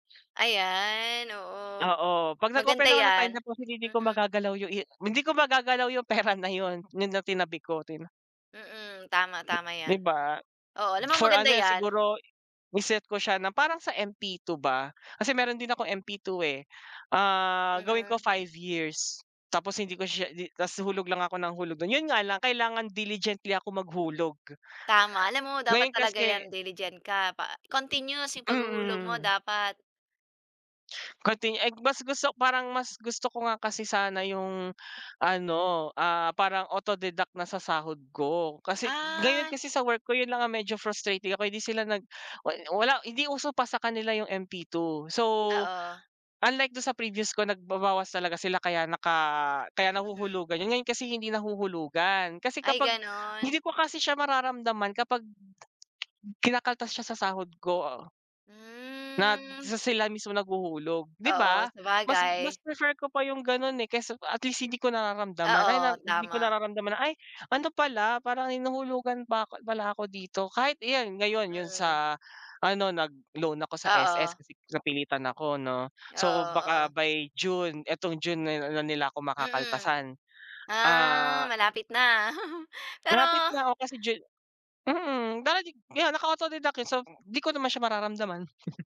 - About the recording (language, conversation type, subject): Filipino, unstructured, Ano ang pinakanakakagulat na nangyari sa’yo dahil sa pera?
- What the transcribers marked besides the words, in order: in English: "diligently"; other background noise; tapping; drawn out: "Hmm"; drawn out: "Ah"; chuckle; laugh